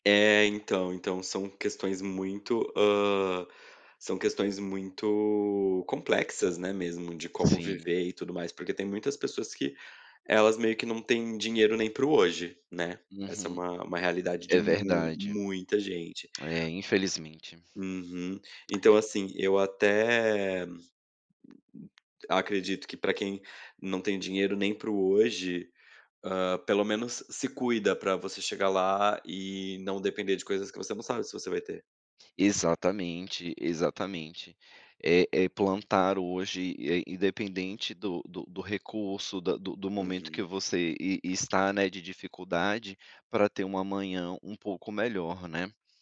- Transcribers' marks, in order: tapping; other background noise
- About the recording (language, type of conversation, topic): Portuguese, advice, Como posso me preparar para a aposentadoria lidando com insegurança financeira e emocional?